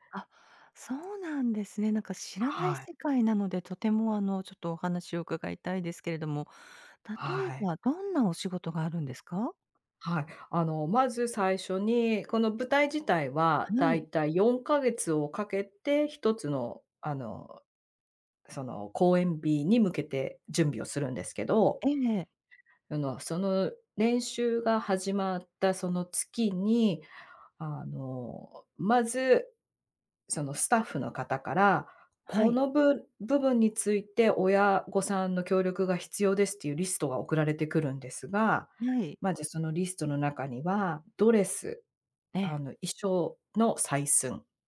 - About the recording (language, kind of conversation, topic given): Japanese, advice, チーム内で業務量を公平に配分するために、どのように話し合えばよいですか？
- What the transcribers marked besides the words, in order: other background noise